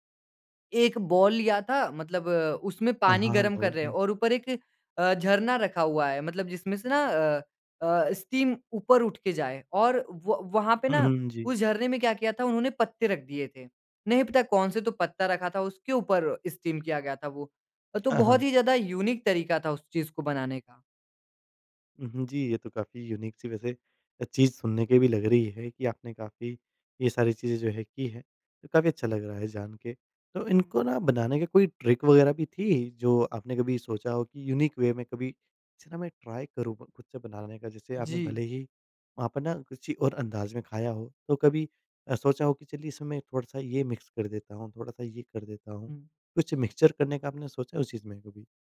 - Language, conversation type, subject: Hindi, podcast, किस जगह का खाना आपके दिल को छू गया?
- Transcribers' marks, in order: in English: "बोल"; in English: "स्टीम"; in English: "स्टीम"; in English: "यूनिक"; in English: "यूनिक"; in English: "ट्रिक"; in English: "यूनिक वे"; in English: "ट्राई"; in English: "मिक्स"; in English: "मिक्सचर"